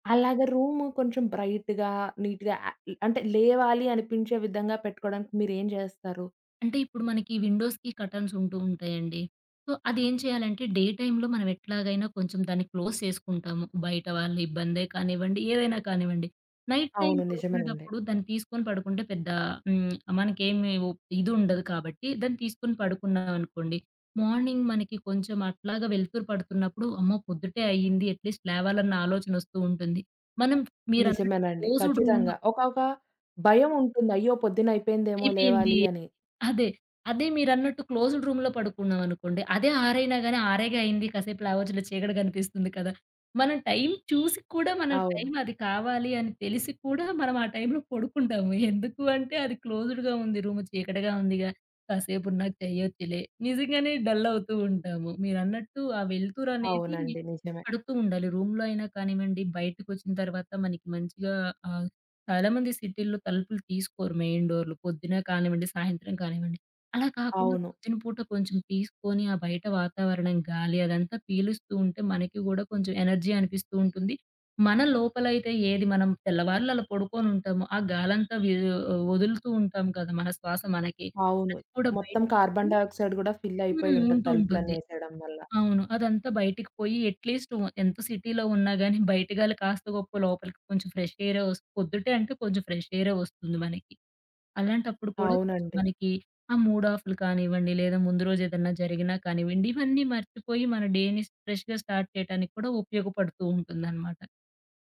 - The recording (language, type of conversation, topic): Telugu, podcast, ఉదయం ఎనర్జీ పెరగడానికి మీ సాధారణ అలవాట్లు ఏమిటి?
- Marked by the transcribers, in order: in English: "బ్రైట్‌గా, నీట్‌గా"; in English: "విండోస్‌కి కర్టెన్స్"; in English: "సో"; in English: "డే టైమ్‌లో"; in English: "క్లోజ్"; in English: "నైట్ టైమ్"; in English: "మార్నింగ్"; in English: "అట్లీస్ట్"; in English: "క్లోజ్డ్ రూమ్‌లో"; in English: "క్లోజ్డ్ రూమ్‌లో"; other street noise; in English: "క్లోజ్డ్‌గా"; in English: "రూమ్"; in English: "డల్"; in English: "రూమ్‌లో"; in English: "సిటీలో"; in English: "మెయిన్"; other background noise; in English: "ఎనర్జీ"; in English: "కార్బన్ డయాక్సైడ్"; in English: "ఫిల్"; in English: "అట్లీస్ట్"; in English: "సిటీలో"; in English: "ఫ్రెష్ ఎయిర్"; in English: "ఫ్రెష్"; in English: "డే‌ని ఫ్రెష్‌గా స్టార్ట్"